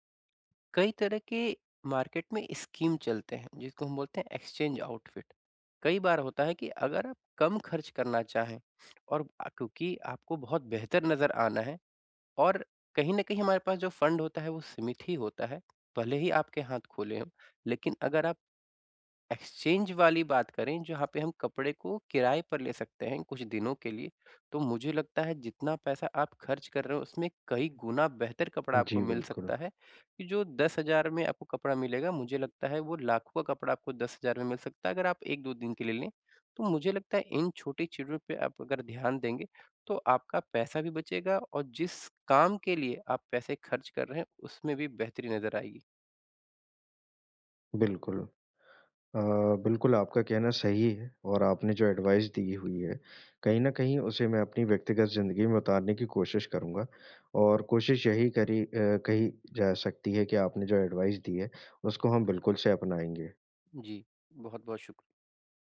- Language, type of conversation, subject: Hindi, advice, किसी खास मौके के लिए कपड़े और पहनावा चुनते समय दुविधा होने पर मैं क्या करूँ?
- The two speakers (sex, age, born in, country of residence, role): male, 25-29, India, India, advisor; male, 25-29, India, India, user
- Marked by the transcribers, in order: in English: "मार्केट"; in English: "स्कीम"; in English: "एक्सचेंज आउटफिट"; in English: "फंड"; in English: "एक्सचेंज"; in English: "एडवाइस"; in English: "एडवाइस"